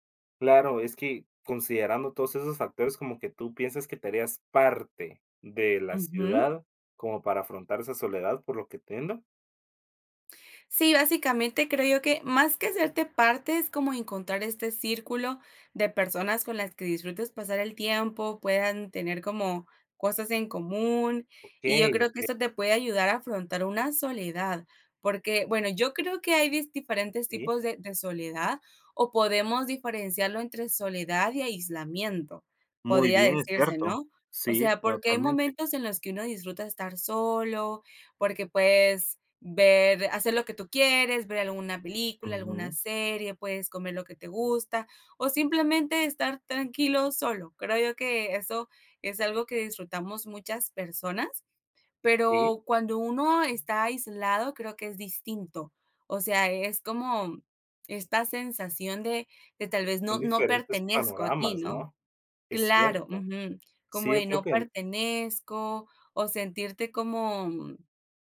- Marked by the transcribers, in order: none
- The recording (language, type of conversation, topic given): Spanish, podcast, ¿Cómo afrontar la soledad en una ciudad grande?